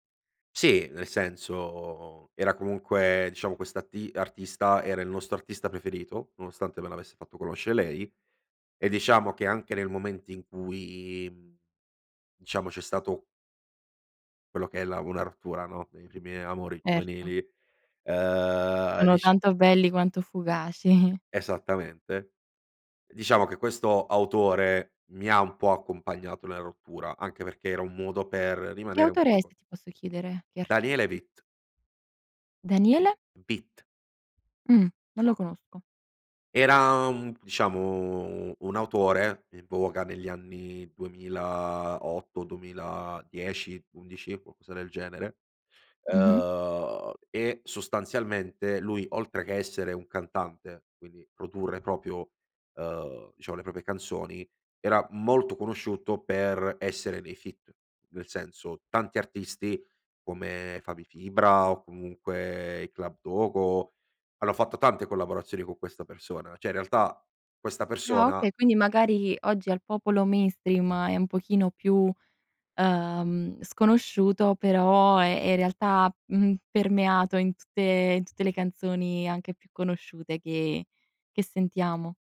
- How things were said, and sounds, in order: laughing while speaking: "fugaci"; "proprio" said as "propio"; "proprie" said as "propie"; in English: "feat"; "cioè" said as "ceh"; in English: "mainstream"; other background noise
- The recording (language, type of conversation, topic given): Italian, podcast, C’è una canzone che ti ha accompagnato in un grande cambiamento?